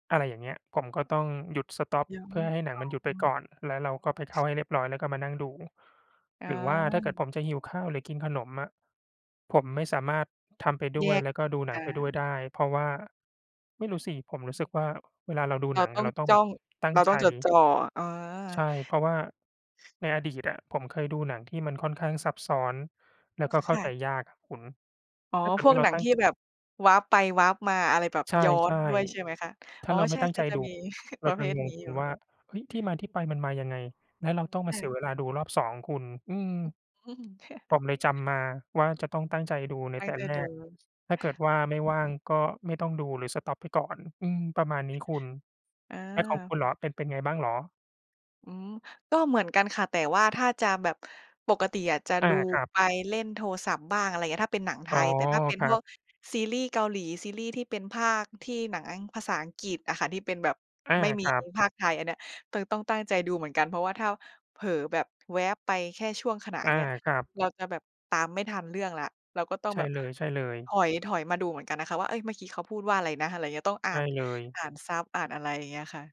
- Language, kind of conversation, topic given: Thai, unstructured, หนังหรือเพลงเรื่องไหนที่ทำให้คุณนึกถึงความทรงจำดีๆ?
- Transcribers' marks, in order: in English: "สต็อป"; other background noise; tapping; in English: "warp"; in English: "warp"; chuckle; throat clearing; chuckle; in English: "สต็อป"